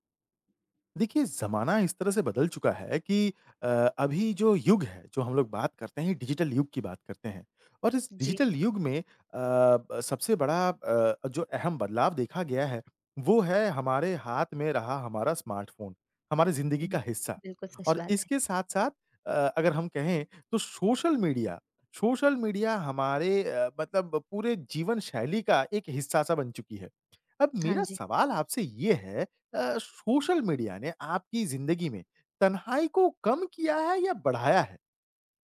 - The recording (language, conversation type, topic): Hindi, podcast, क्या सोशल मीडिया ने आपकी तन्हाई कम की है या बढ़ाई है?
- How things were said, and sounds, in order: in English: "डिजिटल"; in English: "डिजिटल"; in English: "स्मार्ट"; tapping